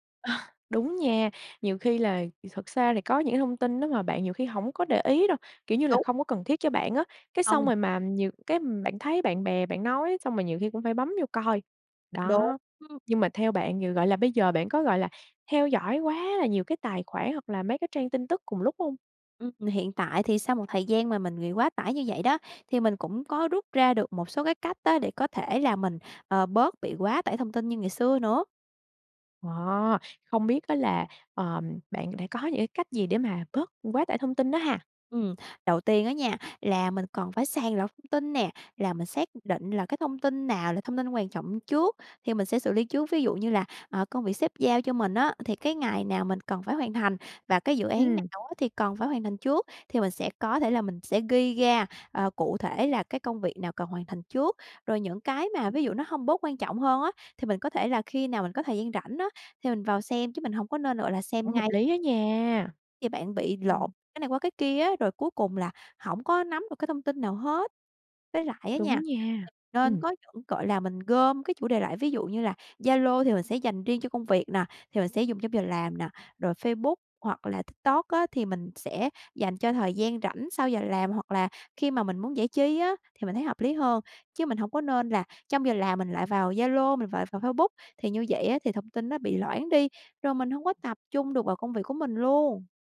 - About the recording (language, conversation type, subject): Vietnamese, podcast, Bạn đối phó với quá tải thông tin ra sao?
- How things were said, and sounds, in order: chuckle; tapping; other background noise; unintelligible speech